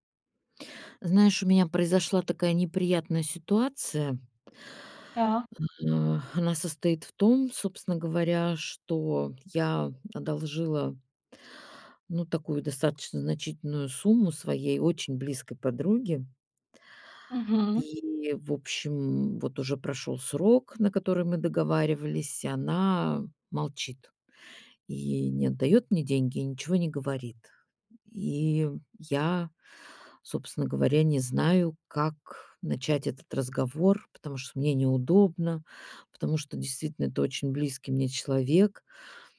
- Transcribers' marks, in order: exhale
- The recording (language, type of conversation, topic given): Russian, advice, Как начать разговор о деньгах с близкими, если мне это неудобно?